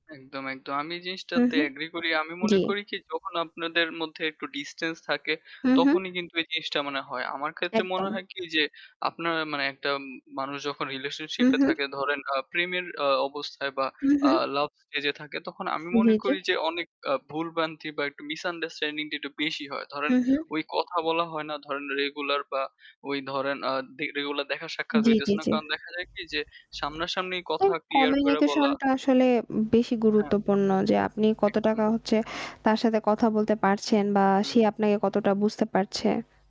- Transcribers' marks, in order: in English: "ডিসট্যান্স"; static; other background noise; tapping; in English: "misunderstanding"; in English: "কমিউনিকেশন"
- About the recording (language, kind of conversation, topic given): Bengali, unstructured, কীভাবে সম্পর্ককে দীর্ঘস্থায়ী করা যায়?